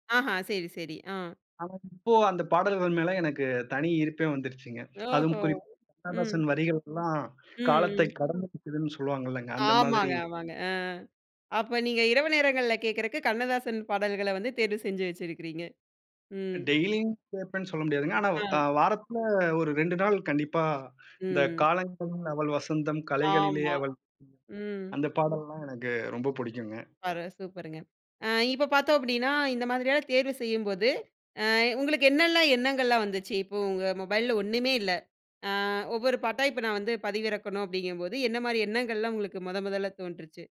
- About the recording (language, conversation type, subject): Tamil, podcast, பழைய நினைவுகளை மீண்டும் எழுப்பும் பாடல்பட்டியலை நீங்கள் எப்படி உருவாக்குகிறீர்கள்?
- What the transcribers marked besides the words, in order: tongue click; other noise; other background noise